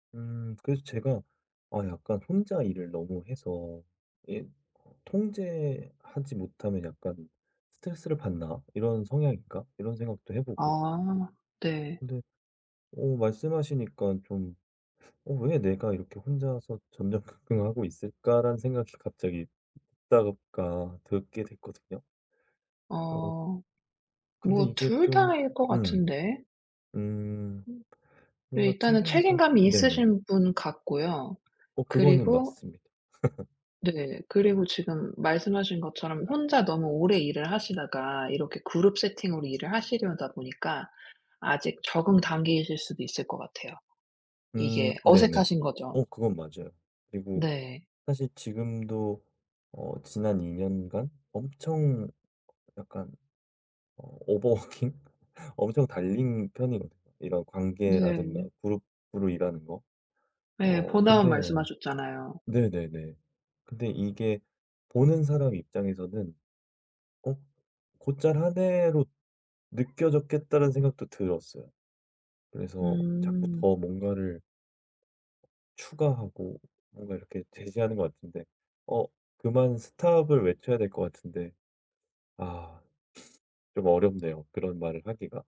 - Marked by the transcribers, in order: laughing while speaking: "전전긍긍하고"; laughing while speaking: "생각이"; tapping; laugh; other background noise; laughing while speaking: "오버 워킹?"; in English: "오버 워킹?"
- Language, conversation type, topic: Korean, advice, 일할 때 성과와 제 자아가치가 너무 연결되는데, 어떻게 분리할 수 있을까요?